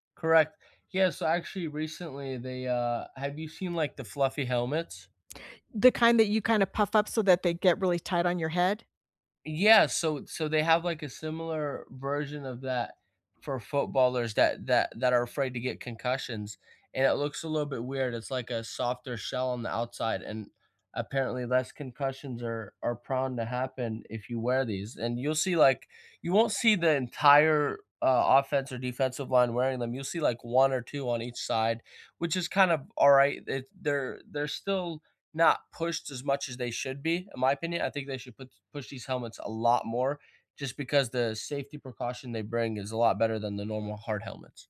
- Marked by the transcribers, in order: "puts" said as "push"
- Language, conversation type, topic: English, unstructured, What is your reaction to the pressure athletes face to perform at all costs?